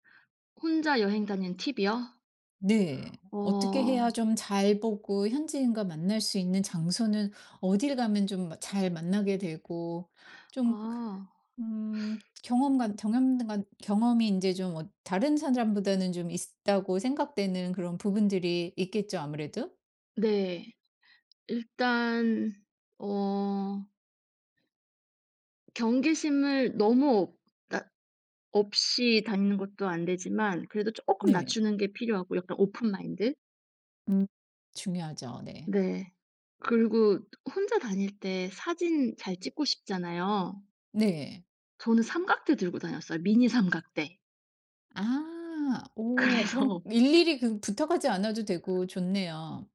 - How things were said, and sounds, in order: other background noise; tapping; laughing while speaking: "그래서"
- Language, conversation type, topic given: Korean, podcast, 혼자 여행을 시작하게 된 계기는 무엇인가요?